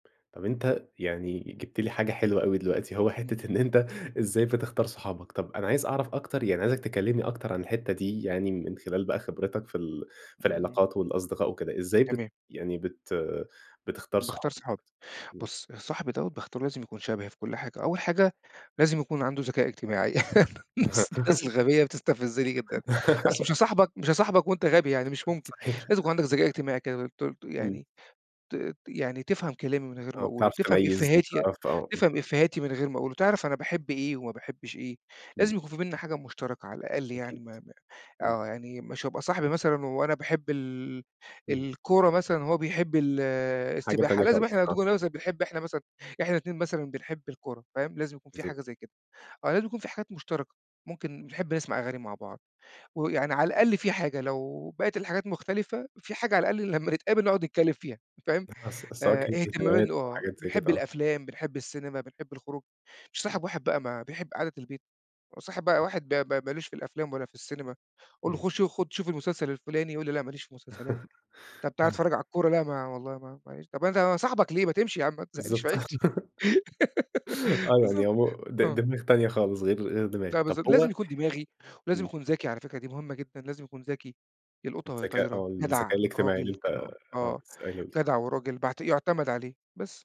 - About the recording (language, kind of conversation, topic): Arabic, podcast, إيه الحاجات الصغيرة اللي بتقوّي الروابط بين الناس؟
- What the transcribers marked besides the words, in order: laugh; laughing while speaking: "الناس"; chuckle; laugh; other noise; in English: "إفّيهاتي"; in English: "إفّيهاتي"; unintelligible speech; other background noise; unintelligible speech; tapping; chuckle; laugh; laughing while speaking: "ما تزهّقنيش في عيشتي. بالضبط"; giggle